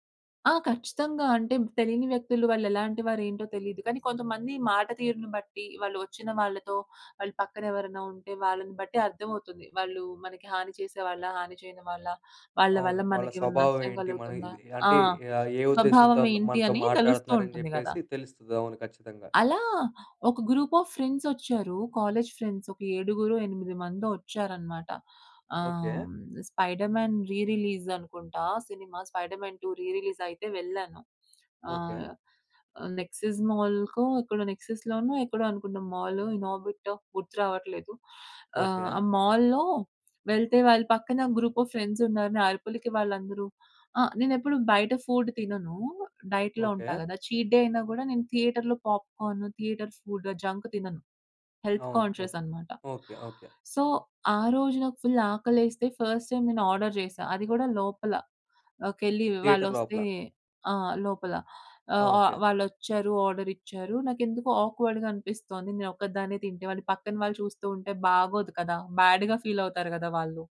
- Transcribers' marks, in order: other background noise; in English: "గ్రూప్ ఆఫ్"; in English: "ఫ్రెండ్స్"; in English: "రీ రిలీజ్"; in English: "రీ రిలీజ్"; in English: "మాల్‌లో"; in English: "గ్రూప్ ఆఫ్ ఫ్రెండ్స్‌న్నారు"; in English: "ఫుడ్"; in English: "డైట్‌లో"; in English: "చీట్ డే"; in English: "థియేటర్‌లో"; in English: "థియేటర్ ఫుడ్ జంక్"; in English: "హెల్త్ కాన్షియస్"; in English: "సో"; in English: "ఫుల్"; in English: "ఫస్ట్ టైమ్"; in English: "ఆర్డర్"; in English: "థియేటర్"; in English: "ఆక్వర్డ్‌గా"; in English: "బ్యాడ్‌గా ఫీల్"
- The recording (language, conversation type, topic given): Telugu, podcast, కొత్త వ్యక్తితో స్నేహం ఎలా మొదలుపెడతారు?